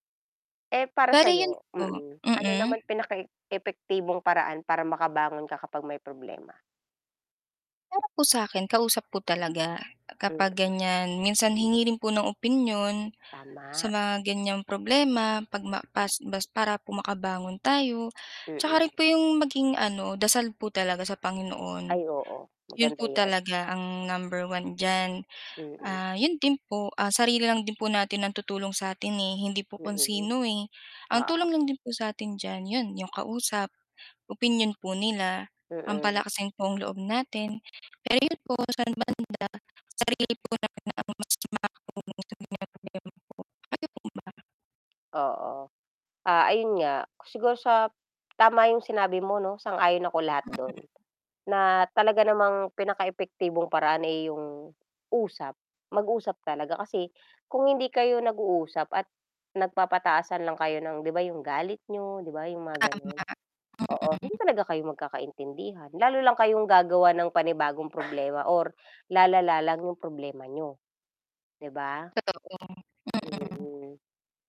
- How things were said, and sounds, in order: static; tapping; distorted speech; other background noise; other noise
- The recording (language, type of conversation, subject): Filipino, unstructured, Paano mo hinaharap ang mga hamon sa buhay, ano ang natututuhan mo mula sa iyong mga pagkakamali, at paano mo pinananatili ang positibong pananaw?
- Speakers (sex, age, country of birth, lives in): female, 25-29, Philippines, Philippines; female, 30-34, Philippines, Philippines